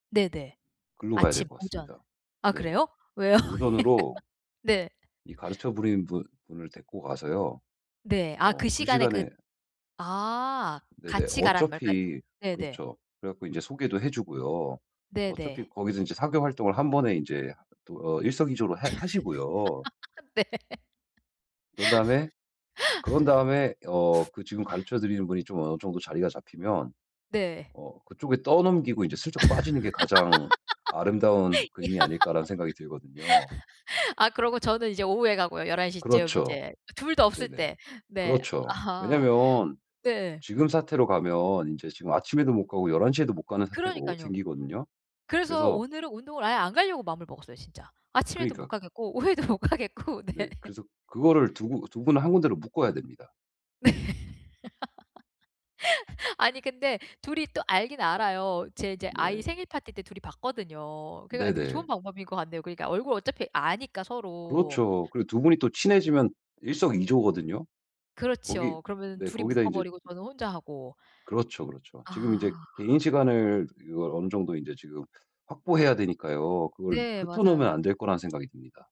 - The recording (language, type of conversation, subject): Korean, advice, 친구 관계에서 제 시간과 에너지를 어떻게 지킬 수 있을까요?
- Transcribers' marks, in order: laugh; tapping; laugh; laughing while speaking: "네"; laugh; laugh; laughing while speaking: "야"; laughing while speaking: "못 가겠고 네"; laughing while speaking: "네"; laugh; other background noise